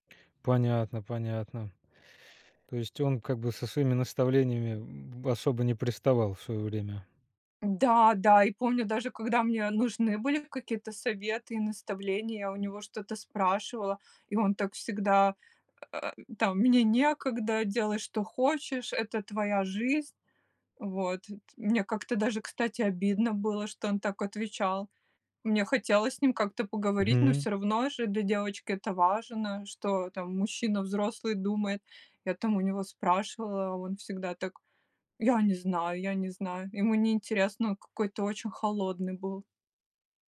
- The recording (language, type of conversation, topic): Russian, podcast, Что делать, когда семейные ожидания расходятся с вашими мечтами?
- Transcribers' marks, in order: none